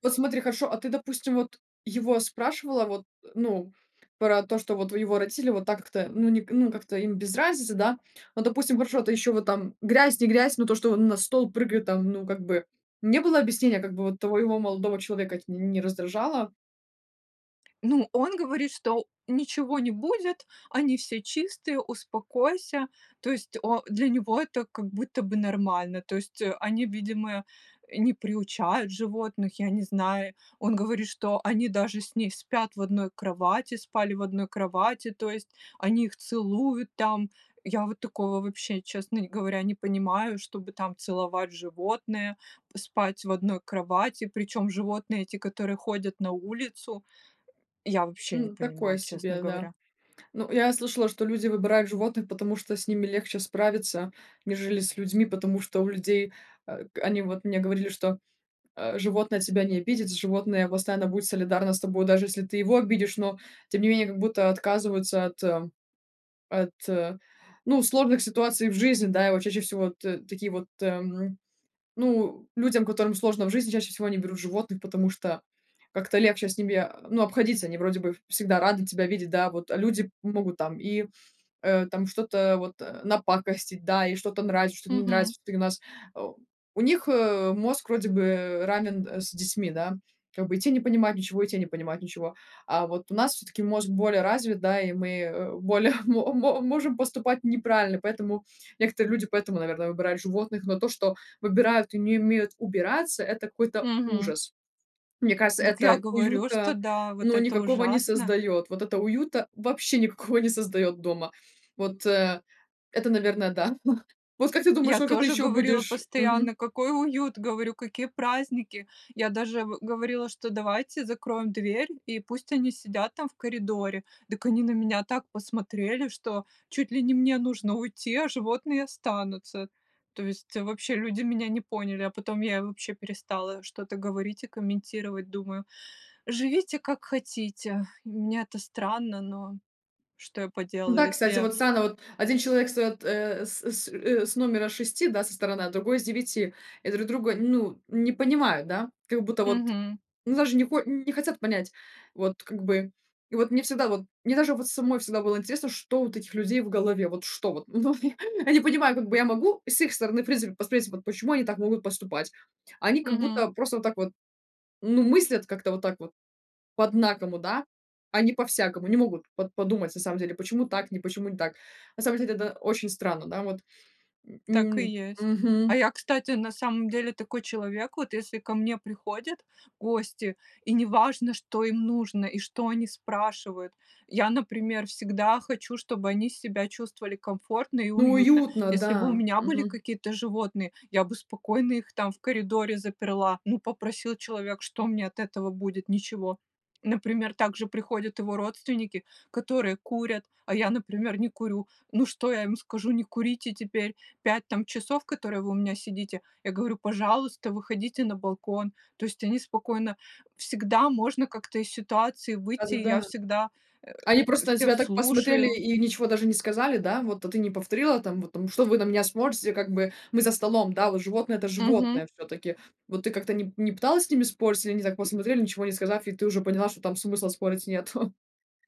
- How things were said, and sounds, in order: other background noise; tapping; unintelligible speech; chuckle; chuckle; laughing while speaking: "ну"; chuckle
- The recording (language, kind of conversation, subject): Russian, podcast, Как ты создаёшь уютное личное пространство дома?